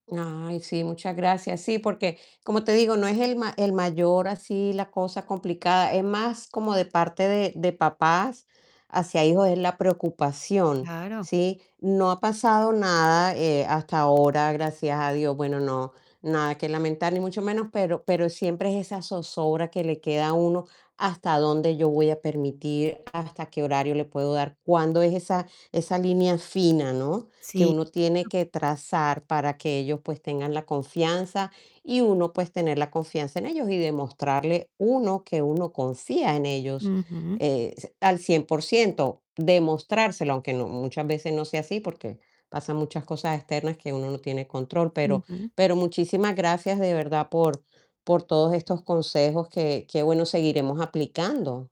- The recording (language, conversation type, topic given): Spanish, advice, ¿Cómo puedo manejar una discusión con mis hijos adolescentes sobre reglas y libertad?
- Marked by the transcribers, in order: static; unintelligible speech